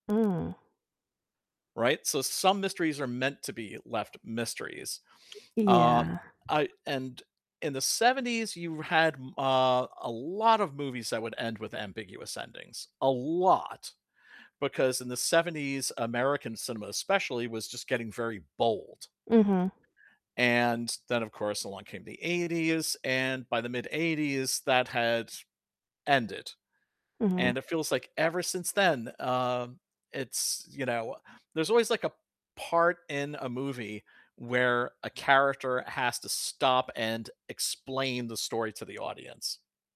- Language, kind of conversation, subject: English, unstructured, How do you feel about movies that leave major questions unanswered—frustrated, intrigued, or both?
- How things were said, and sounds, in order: distorted speech; other background noise